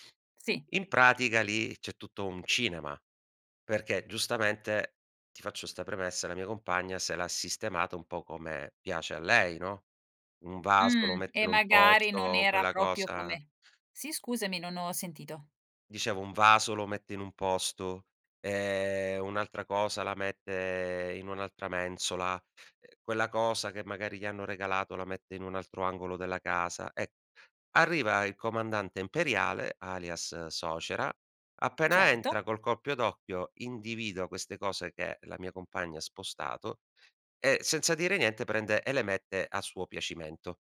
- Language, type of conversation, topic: Italian, podcast, Come vivevi il rito del pranzo in famiglia nei tuoi ricordi?
- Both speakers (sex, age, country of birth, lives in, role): female, 45-49, Italy, Italy, host; male, 40-44, Italy, Italy, guest
- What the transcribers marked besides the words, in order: tapping; "proprio" said as "propio"; "suocera" said as "socera"; "colpo" said as "colpio"